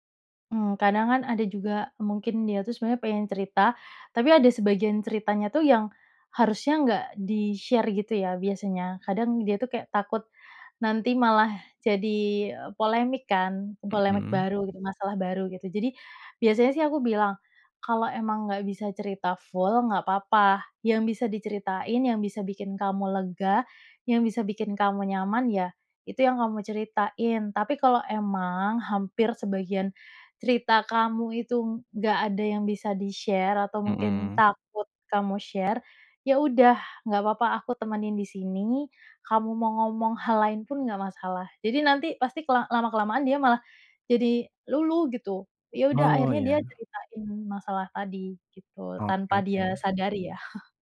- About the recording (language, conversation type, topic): Indonesian, podcast, Bagaimana cara mengajukan pertanyaan agar orang merasa nyaman untuk bercerita?
- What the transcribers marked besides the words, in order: in English: "di-share"; in English: "full"; in English: "di-share"; in English: "share"; chuckle